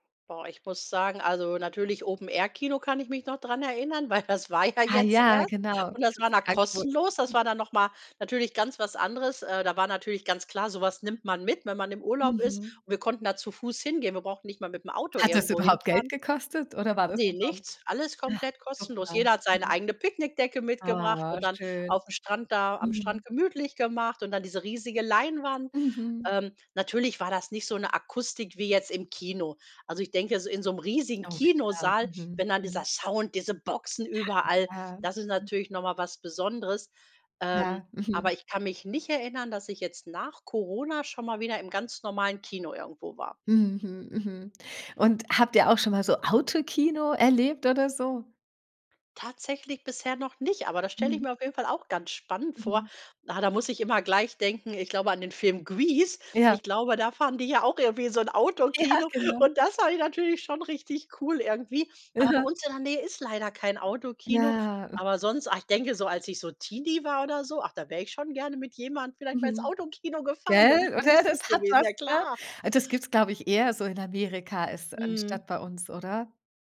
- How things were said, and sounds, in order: laughing while speaking: "weil das war ja"; drawn out: "Ah"; other background noise; laughing while speaking: "Ja"; joyful: "Autokino und das fand ich natürlich schon richtig cool irgendwie"; joyful: "Autokino gefahren, wäre bestimmt lustig gewesen, ja klar"
- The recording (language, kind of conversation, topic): German, podcast, Was ist für dich der Unterschied zwischen dem Kinoerlebnis und dem Streaming zu Hause?